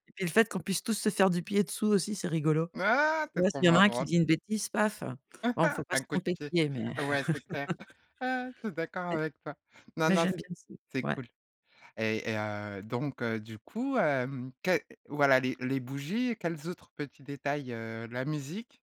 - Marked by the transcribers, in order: laugh
- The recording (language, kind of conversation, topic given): French, podcast, Comment transformer un dîner ordinaire en moment spécial ?